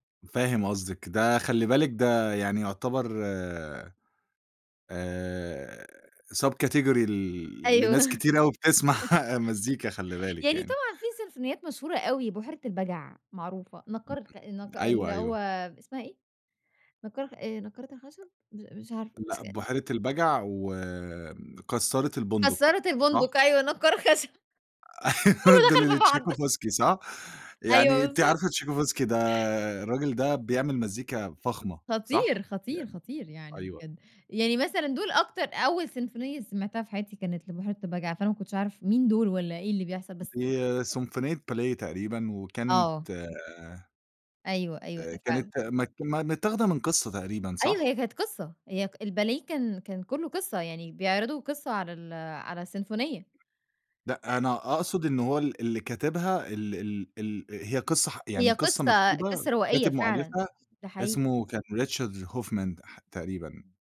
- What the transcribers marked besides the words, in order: in English: "subcategory"; laughing while speaking: "أيوه"; laugh; chuckle; unintelligible speech; laugh; laughing while speaking: "كلّه دخل في بعض"; unintelligible speech
- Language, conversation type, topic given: Arabic, podcast, إيه دور الذكريات في اختيار أغاني مشتركة؟